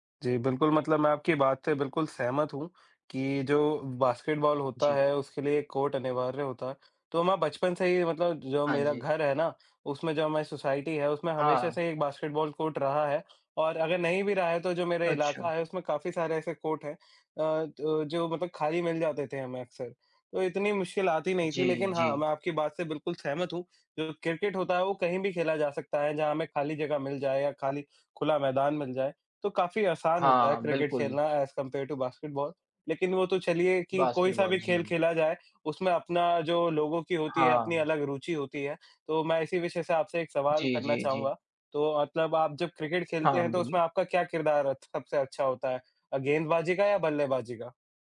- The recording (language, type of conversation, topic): Hindi, unstructured, आपका पसंदीदा खेल कौन-सा है और क्यों?
- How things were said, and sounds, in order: in English: "कोर्ट"; in English: "कोर्ट"; in English: "कोर्ट"; in English: "ऐज़ कम्पेयर टू"